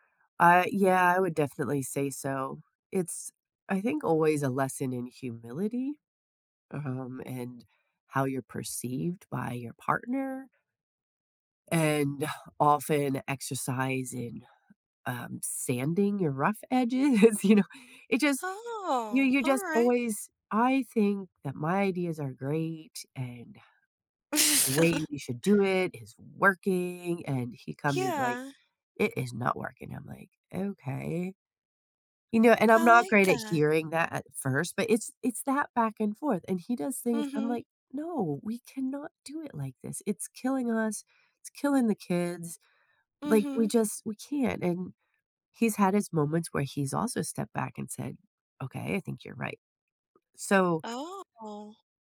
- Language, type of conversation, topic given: English, unstructured, How can I spot and address giving-versus-taking in my close relationships?
- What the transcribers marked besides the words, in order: laughing while speaking: "edges, you know"; stressed: "Oh"; chuckle; tapping